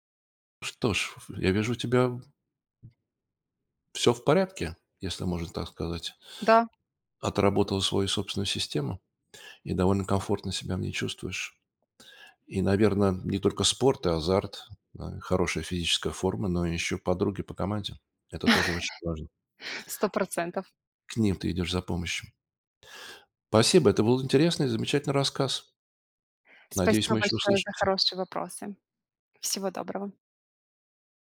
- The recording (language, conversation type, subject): Russian, podcast, Как вы справляетесь со стрессом в повседневной жизни?
- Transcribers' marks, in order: other noise; tapping; other background noise; chuckle